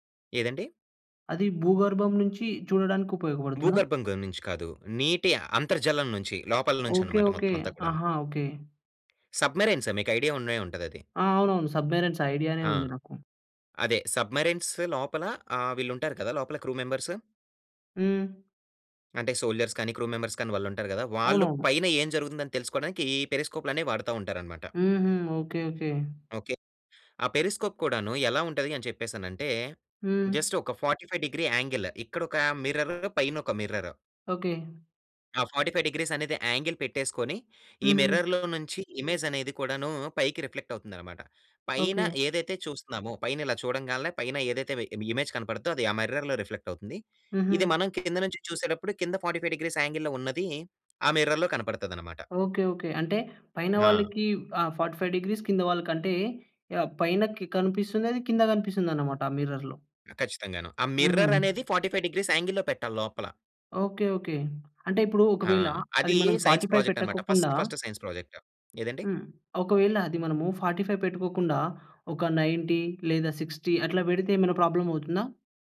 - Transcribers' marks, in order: in English: "సబ్మెరైన్స్"; in English: "సబ్మెరైన్స్"; in English: "క్రూ మెంబర్స్"; in English: "సోల్జర్స్"; in English: "క్రూ మెంబర్స్"; in English: "జస్ట్"; in English: "ఫోర్టీ ఫైవ్ డిగ్రీ యాంగిల్"; in English: "మిర్ర్ర్"; in English: "మిర్ర్ర్"; in English: "ఫోర్టీ ఫైవ్ డిగ్రీస్"; in English: "యాంగిల్"; in English: "ఇమేజ్"; in English: "మిర్రర్‌లో రిఫ్లెక్ట్"; in English: "ఫోర్టీ ఫైవ్ డిగ్రీస్ యాంగిల్‌లో"; in English: "మిర్రర్‌లో"; in English: "ఫోర్టీ ఫైవ్ డిగ్రీస్"; in English: "మిర్రర్‌లో"; in English: "మిర్ర్ర్"; in English: "ఫోర్టీ ఫైవ్ డిగ్రీస్ యాంగిల్‌లో"; in English: "ఫోర్టీ ఫైవ్"; in English: "ఫస్ట్ ఫస్ట్ సైన్స్ ప్రాజెక్ట్"; in English: "ఫోర్టీ ఫైవ్"; in English: "నైన్టీ"; in English: "సిక్స్టీ"; in English: "ప్రోబ్లమ్"
- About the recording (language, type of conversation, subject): Telugu, podcast, మీకు అత్యంత నచ్చిన ప్రాజెక్ట్ గురించి వివరించగలరా?